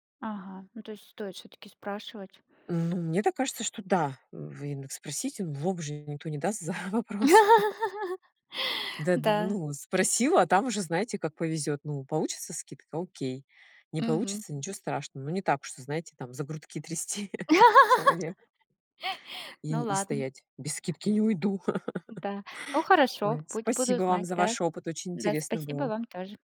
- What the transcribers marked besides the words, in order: other background noise; laughing while speaking: "за вопрос"; laugh; laugh; chuckle; put-on voice: "Без скидки не уйду"; tapping; laugh
- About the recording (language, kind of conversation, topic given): Russian, unstructured, Вы когда-нибудь пытались договориться о скидке и как это прошло?